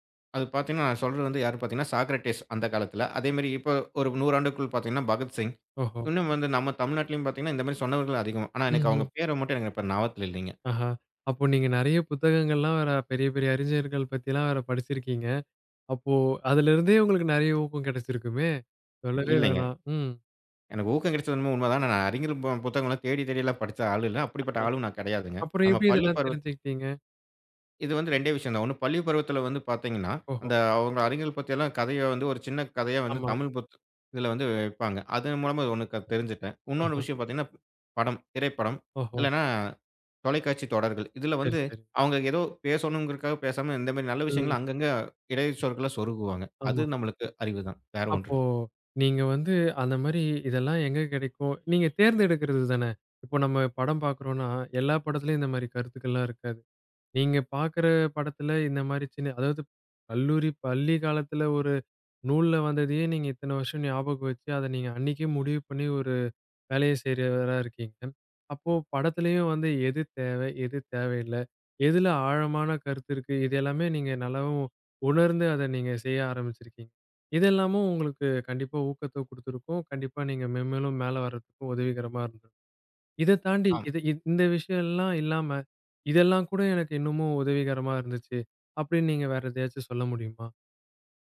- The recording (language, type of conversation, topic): Tamil, podcast, மறுபடியும் கற்றுக்கொள்ளத் தொடங்க உங்களுக்கு ஊக்கம் எப்படி கிடைத்தது?
- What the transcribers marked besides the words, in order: anticipating: "நிறைய ஊக்கம் கிடைச்சிருக்குமே!"